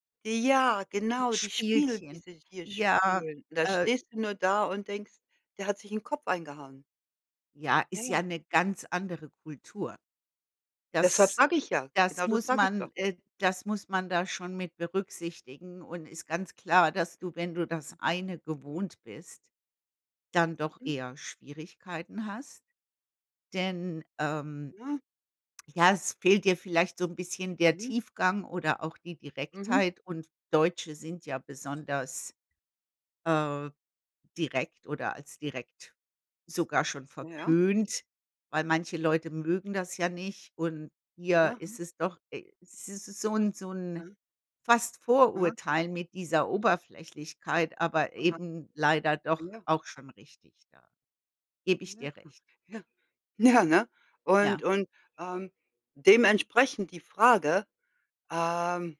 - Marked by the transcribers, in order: other background noise; laughing while speaking: "Ja. Ja"
- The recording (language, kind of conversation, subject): German, unstructured, Wie erkennst du, ob jemand wirklich an einer Beziehung interessiert ist?